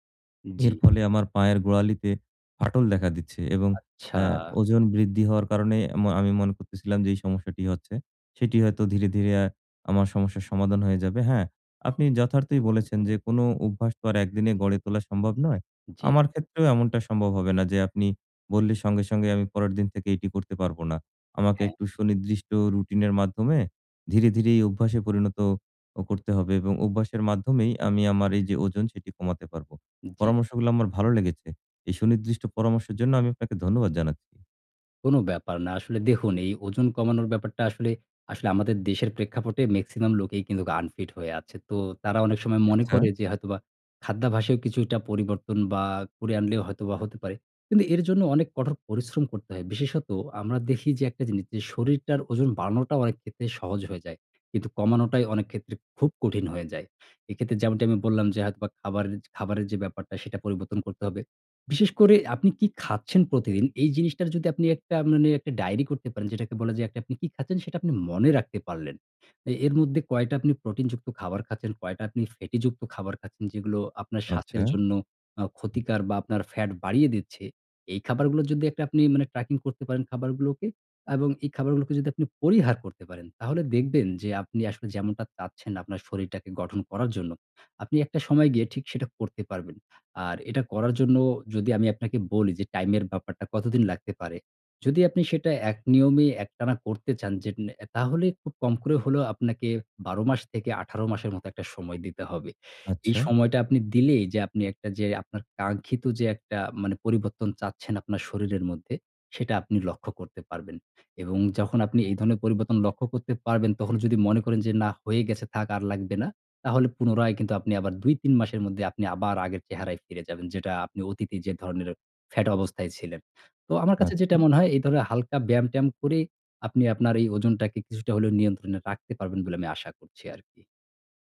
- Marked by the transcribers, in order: "ক্ষতিকর" said as "ক্ষতিকার"; other noise; alarm; "মধ্যেই" said as "মদ্দেই"; "ধরনের" said as "দরে"
- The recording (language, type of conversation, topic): Bengali, advice, ওজন কমানোর জন্য চেষ্টা করেও ফল না পেলে কী করবেন?